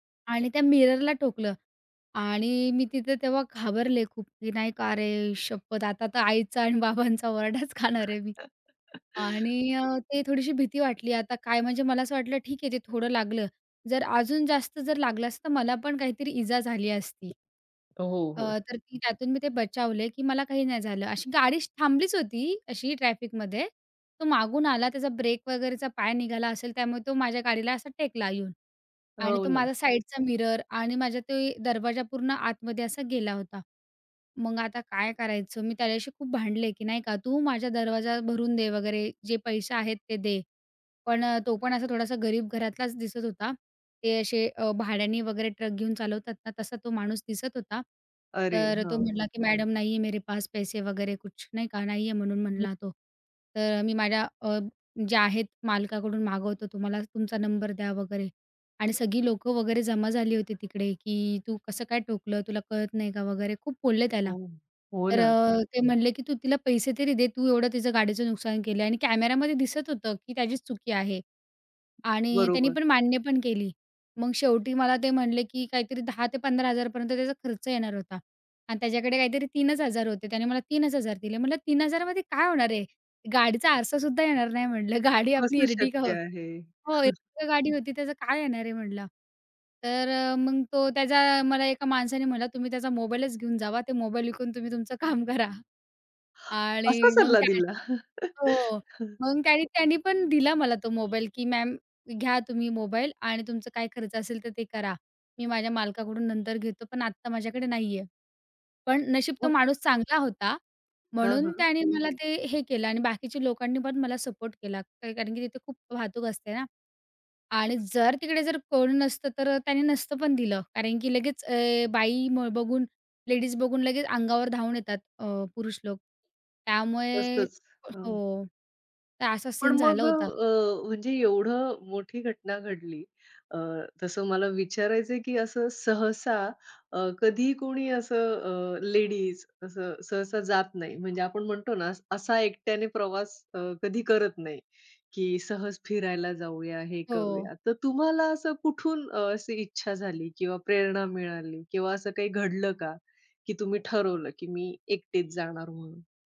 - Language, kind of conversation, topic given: Marathi, podcast, एकट्याने प्रवास करताना तुम्हाला स्वतःबद्दल काय नवीन कळले?
- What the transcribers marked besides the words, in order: in English: "मिररला"; laughing while speaking: "बाबांचा वरडाच खाणार"; "ओरडाच" said as "वरडाच"; chuckle; tapping; in English: "मिरर"; in Hindi: "नही है मेरे पास पैसे वगैरे कुछ"; chuckle; laughing while speaking: "गाडी आपली एर्टिगा हो"; sigh; surprised: "असा सल्ला दिला?"; chuckle; laughing while speaking: "काम करा"; other background noise